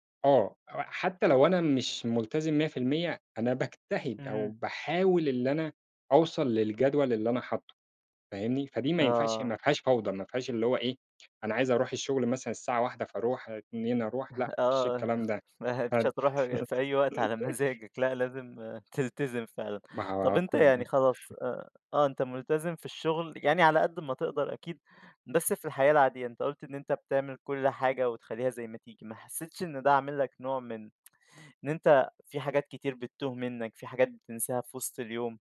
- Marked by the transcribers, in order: tsk; chuckle; laughing while speaking: "آه، ما هي مش هتروْح … لازم تلتزم فعلًا"; chuckle; chuckle; tsk
- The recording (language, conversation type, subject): Arabic, podcast, إزاي بتتعامل مع لخبطة اليوم من غير ما تتوتر؟
- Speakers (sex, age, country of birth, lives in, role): male, 20-24, Egypt, Egypt, host; male, 25-29, Egypt, Egypt, guest